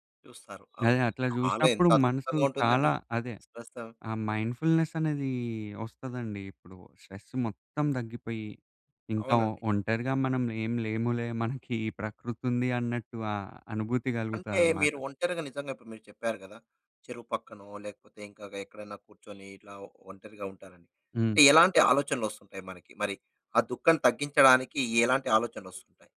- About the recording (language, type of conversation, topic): Telugu, podcast, దుఃఖంగా ఉన్నప్పుడు ప్రకృతి నీకు ఎలా ఊరట ఇస్తుంది?
- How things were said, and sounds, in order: unintelligible speech; in English: "స్ట్రెస్"